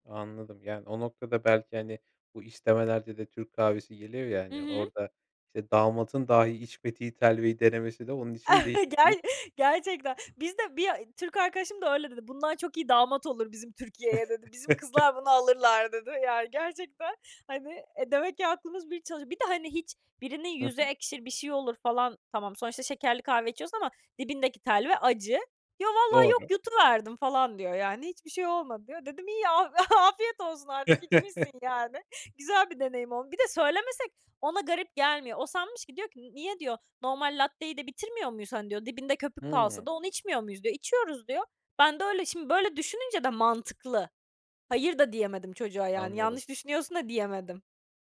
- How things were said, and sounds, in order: chuckle; chuckle; laughing while speaking: "af afiyet olsun"; chuckle
- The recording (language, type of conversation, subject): Turkish, podcast, Kahve ya da çay ikram ederken hangi adımları izlersiniz?